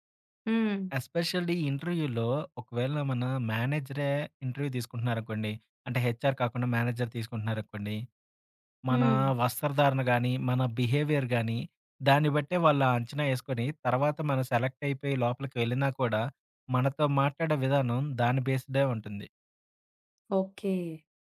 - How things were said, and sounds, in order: in English: "ఎస్పెషల్లీ ఇంటర్‌వ్యులో"; in English: "ఇంటర్‌వ్యూ"; in English: "హెచ్ఆర్"; in English: "మేనేజర్"; in English: "బిహేవియర్"; in English: "సెలెక్ట్"
- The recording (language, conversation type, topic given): Telugu, podcast, మొదటి చూపులో మీరు ఎలా కనిపించాలనుకుంటారు?